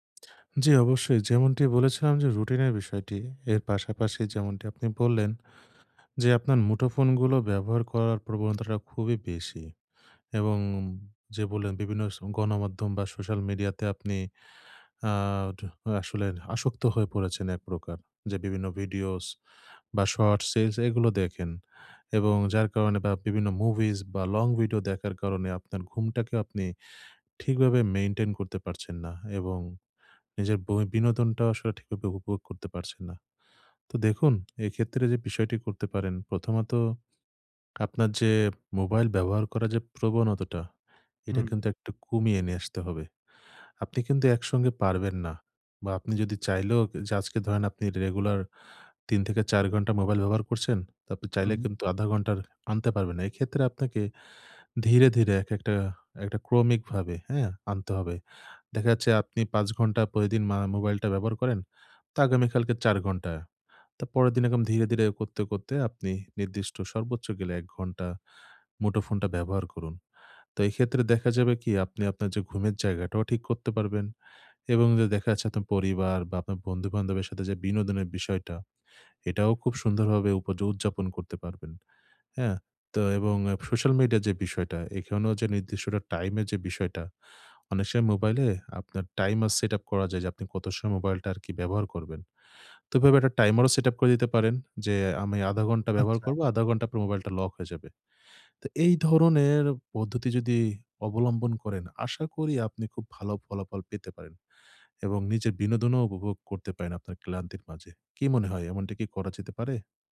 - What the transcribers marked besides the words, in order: tapping; other background noise
- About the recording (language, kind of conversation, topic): Bengali, advice, বিনোদন উপভোগ করতে গেলে কেন আমি এত ক্লান্ত ও ব্যস্ত বোধ করি?
- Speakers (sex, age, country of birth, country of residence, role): male, 20-24, Bangladesh, Bangladesh, user; male, 25-29, Bangladesh, Bangladesh, advisor